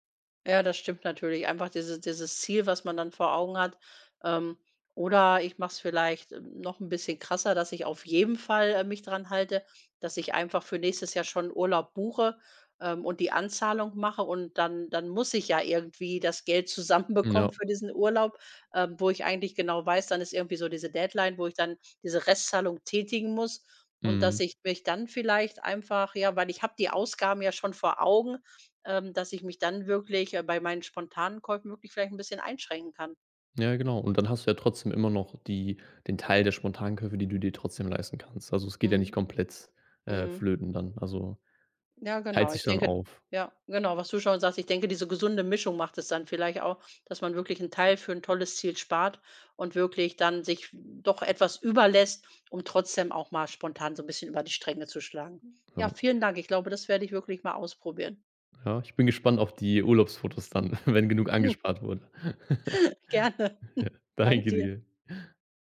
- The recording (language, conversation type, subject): German, advice, Warum habe ich seit meiner Gehaltserhöhung weniger Lust zu sparen und gebe mehr Geld aus?
- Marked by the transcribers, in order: laughing while speaking: "zusammenbekommen"; chuckle; inhale; laughing while speaking: "Gerne"; chuckle; joyful: "Ja, danke dir"